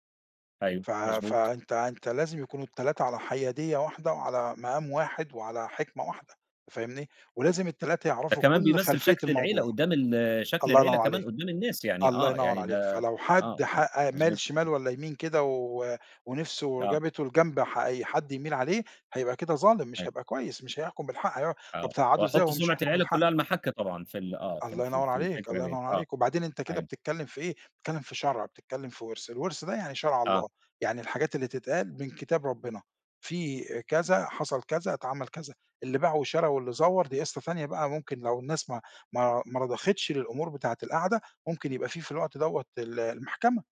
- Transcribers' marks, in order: tapping; unintelligible speech
- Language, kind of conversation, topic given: Arabic, podcast, إزاي بتتعامل مع خلافات العيلة الكبيرة بين القرايب؟